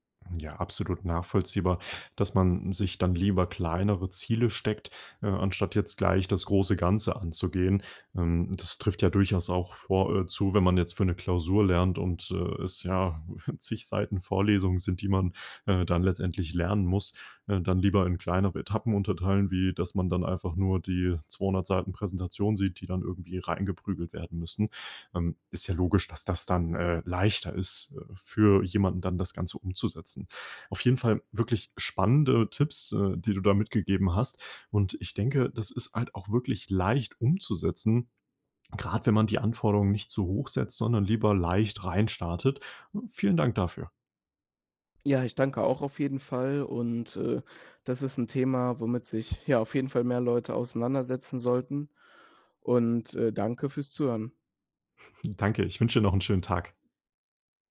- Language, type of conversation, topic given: German, podcast, Wie findest du im Alltag Zeit zum Lernen?
- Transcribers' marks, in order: chuckle; joyful: "Vielen Dank"; chuckle